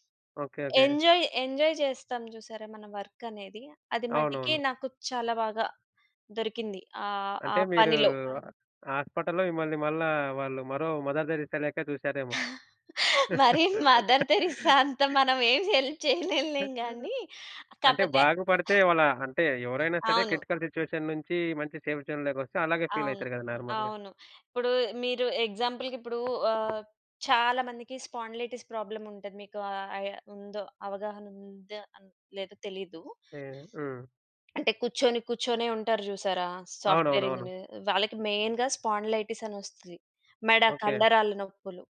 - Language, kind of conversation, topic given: Telugu, podcast, మీ మొదటి ఉద్యోగం ఎలా దొరికింది, ఆ అనుభవం ఎలా ఉండింది?
- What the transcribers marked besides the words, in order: in English: "ఎంజాయ్, ఎంజాయ్"; in English: "హాస్పిటల్‌లో"; chuckle; laugh; other background noise; in English: "హెల్ప్"; in English: "క్రిటికల్ సిట్యుయేషన్"; in English: "సేఫ్ జోన్‌లోకొస్తే"; in English: "నార్మల్‌గా"; in English: "ఎగ్జాంపుల్‌కి"; in English: "స్పాండిలైటిస్ ప్రాబ్లమ్"; in English: "సాఫ్ట్‌వేర్ ఇంజినీర్"; in English: "మెయిన్‌గా స్పాండిలైటిస్"